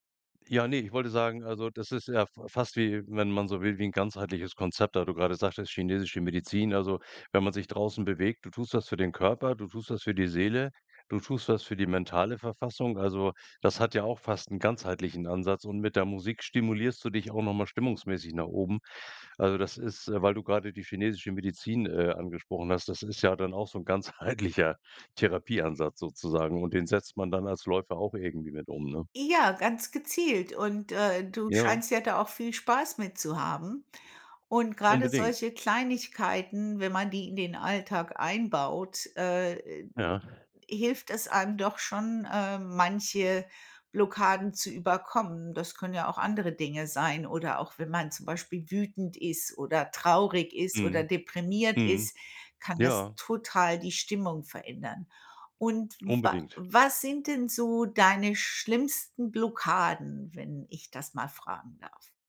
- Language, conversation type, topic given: German, podcast, Wie gehst du mit kreativen Blockaden um?
- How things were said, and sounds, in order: laughing while speaking: "ganzheitlicher"; stressed: "total"